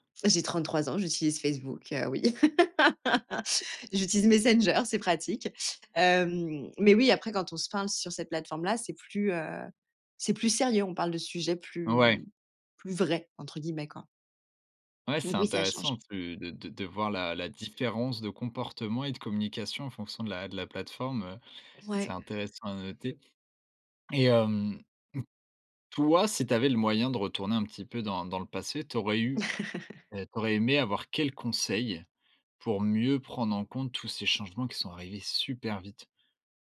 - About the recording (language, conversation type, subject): French, podcast, Tu préfères écrire, appeler ou faire une visioconférence pour communiquer ?
- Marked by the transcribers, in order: laugh; other noise; chuckle